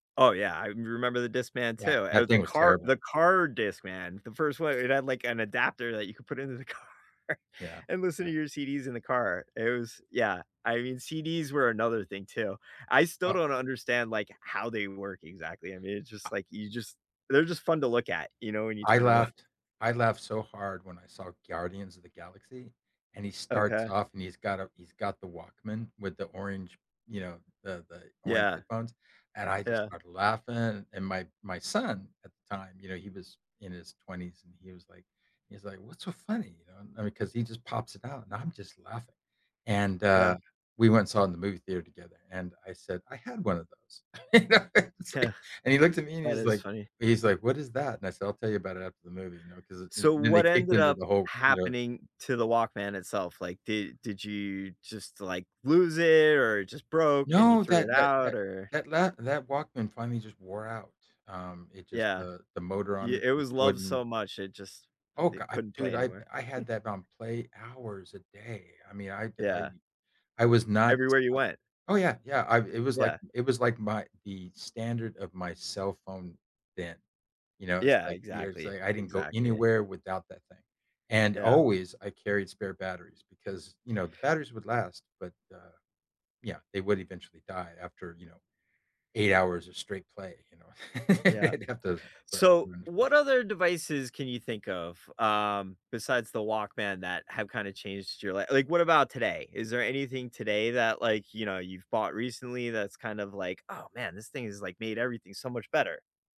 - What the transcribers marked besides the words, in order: laughing while speaking: "the car"; laughing while speaking: "on"; laughing while speaking: "You know, it's like"; chuckle; other background noise; chuckle; laugh; laughing while speaking: "it'd"; unintelligible speech
- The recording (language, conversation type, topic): English, unstructured, What’s a technology choice you made that changed how you spend your time?
- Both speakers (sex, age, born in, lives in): male, 45-49, United States, United States; male, 60-64, United States, United States